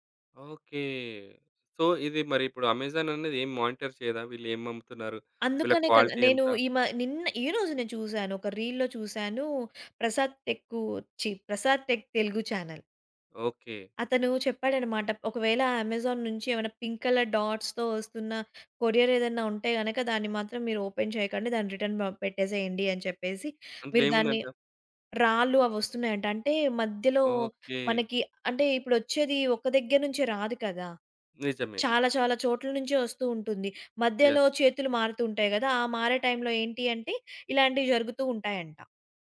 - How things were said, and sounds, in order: in English: "సో"; in English: "మానిటర్"; in English: "క్వాలిటీ"; in English: "రీల్‌లో"; in English: "చానెల్"; in English: "అమెజాన్"; in English: "పింక్ కలర్ డాట్స్‌తో"; in English: "ఓపెన్"; in English: "రిటర్న్"; in English: "యెస్"
- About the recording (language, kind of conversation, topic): Telugu, podcast, ఫేక్ న్యూస్ కనిపిస్తే మీరు ఏమి చేయాలని అనుకుంటారు?